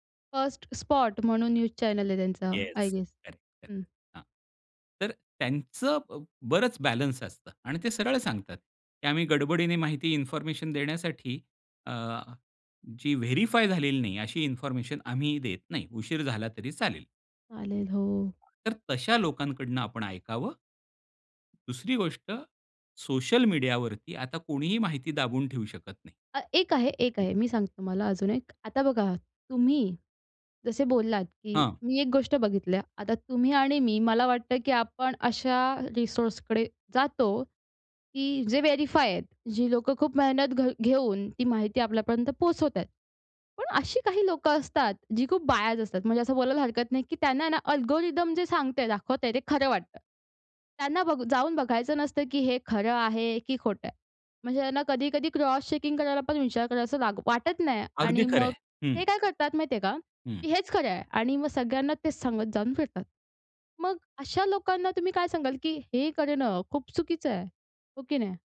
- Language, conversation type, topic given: Marathi, podcast, निवडून सादर केलेल्या माहितीस आपण विश्वासार्ह कसे मानतो?
- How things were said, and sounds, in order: in English: "न्यूज चॅनेल"; in English: "आय गेस"; other background noise; in English: "रिसोर्सकडे"; in English: "व्हेरिफाय"; in English: "बायज"